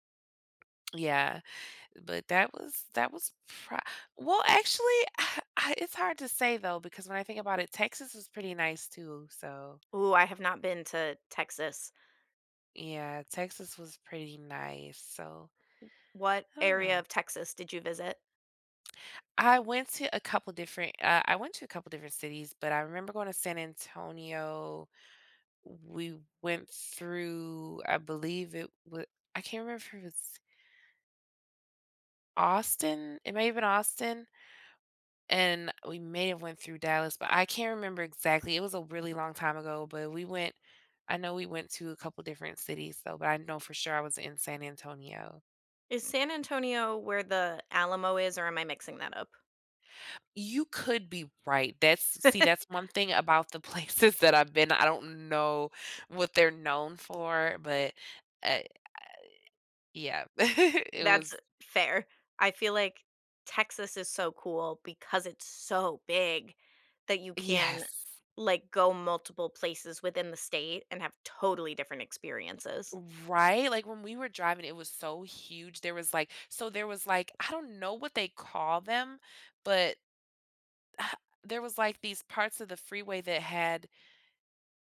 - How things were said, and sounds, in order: tapping; exhale; other background noise; laugh; laughing while speaking: "that I've been"; laugh
- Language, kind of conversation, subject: English, unstructured, What is your favorite place you have ever traveled to?